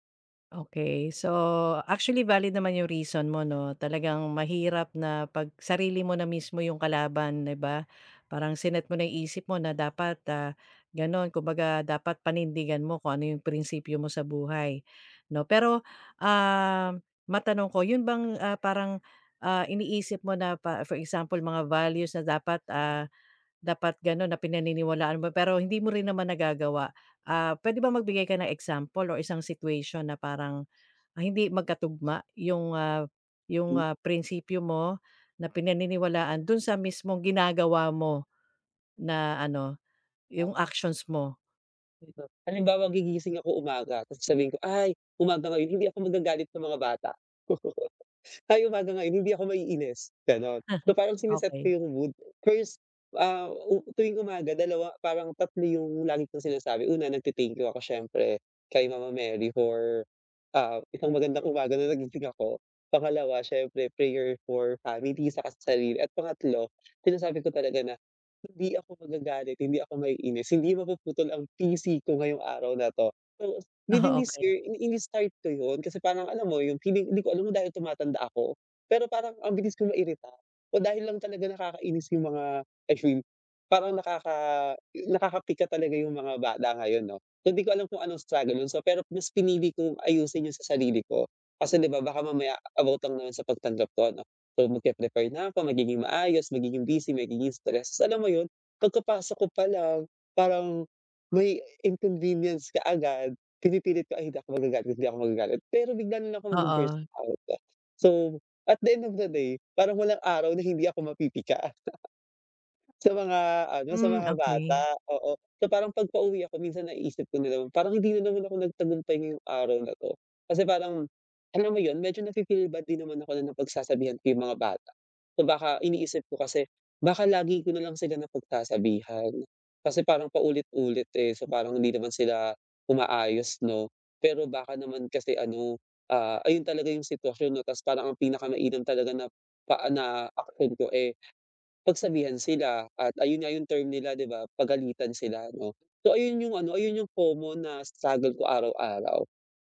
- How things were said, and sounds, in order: other background noise; unintelligible speech; chuckle; chuckle; tapping; laughing while speaking: "Oh"; unintelligible speech; chuckle
- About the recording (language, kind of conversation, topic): Filipino, advice, Paano ko maihahanay ang aking mga ginagawa sa aking mga paniniwala?